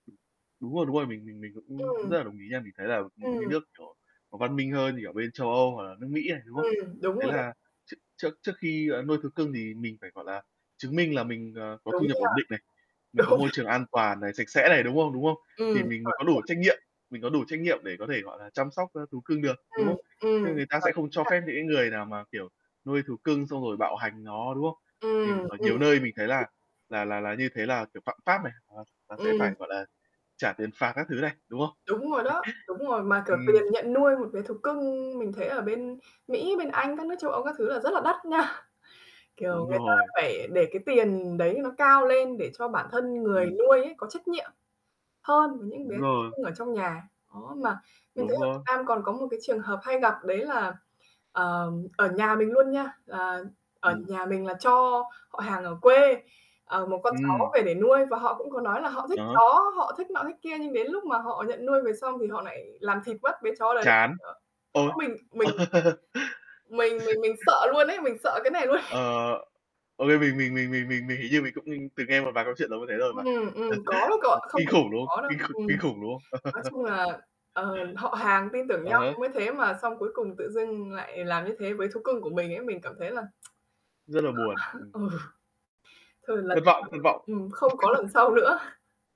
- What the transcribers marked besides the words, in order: other background noise; static; distorted speech; laughing while speaking: "Đúng"; tapping; chuckle; laughing while speaking: "đắt nha"; laughing while speaking: "Ờ"; chuckle; laughing while speaking: "luôn"; chuckle; laugh; tsk; laughing while speaking: "ờ, ừ"; laugh; laughing while speaking: "sau nữa"
- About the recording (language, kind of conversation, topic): Vietnamese, unstructured, Bạn nghĩ sao về việc nhốt thú cưng trong lồng suốt cả ngày?